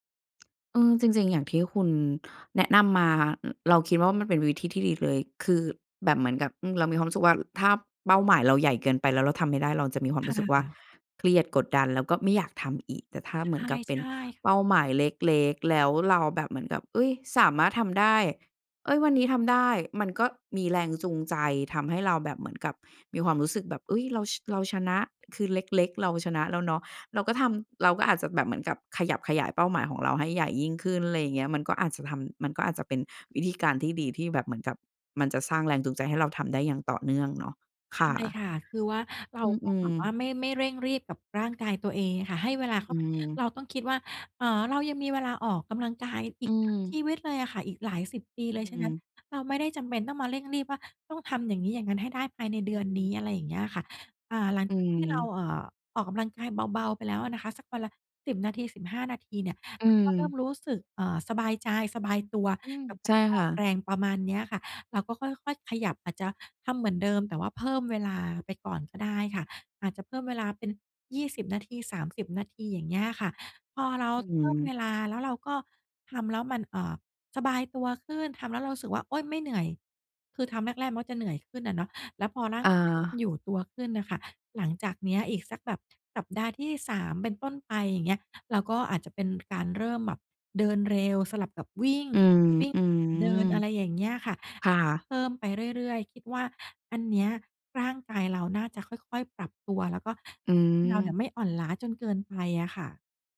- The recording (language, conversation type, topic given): Thai, advice, ฉันควรเริ่มกลับมาออกกำลังกายหลังคลอดหรือหลังหยุดพักมานานอย่างไร?
- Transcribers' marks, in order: tsk